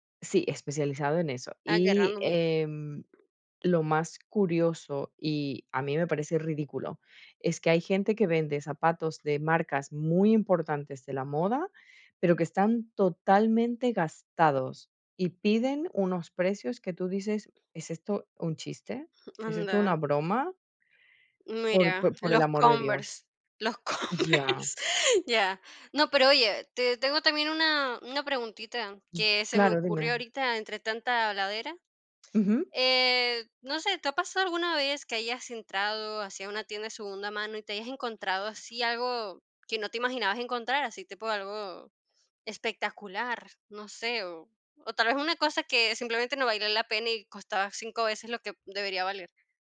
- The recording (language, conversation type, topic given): Spanish, podcast, ¿Prefieres comprar ropa nueva o buscarla en tiendas de segunda mano?
- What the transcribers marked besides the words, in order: laughing while speaking: "Converse"; other background noise